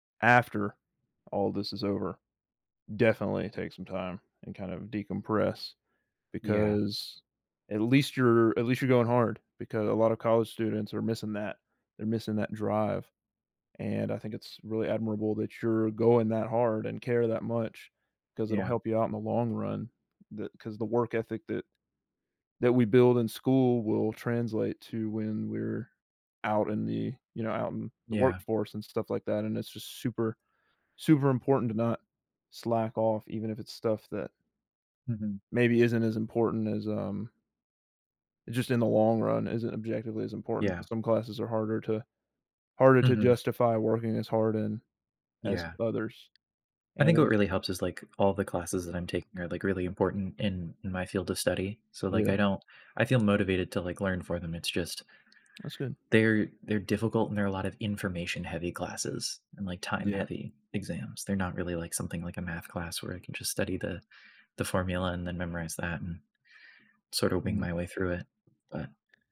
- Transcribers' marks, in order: tapping
- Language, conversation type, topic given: English, advice, How can I unwind and recover after a hectic week?